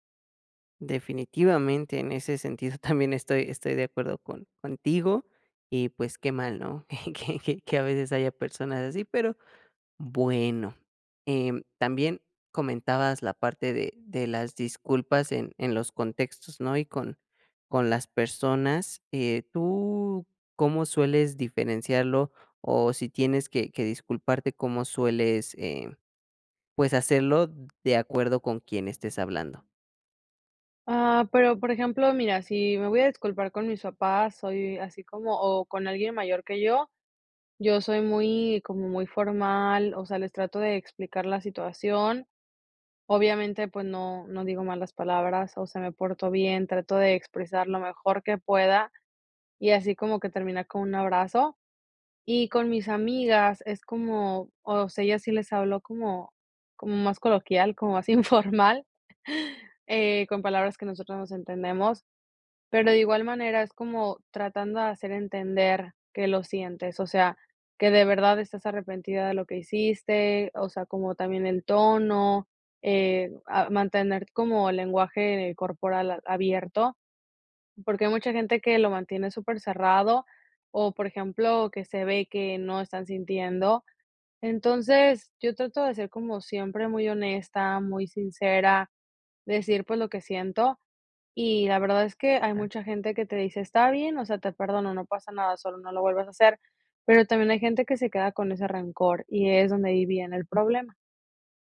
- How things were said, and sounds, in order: laughing while speaking: "Que"; laughing while speaking: "más informal"
- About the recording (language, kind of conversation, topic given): Spanish, podcast, ¿Cómo pides disculpas cuando metes la pata?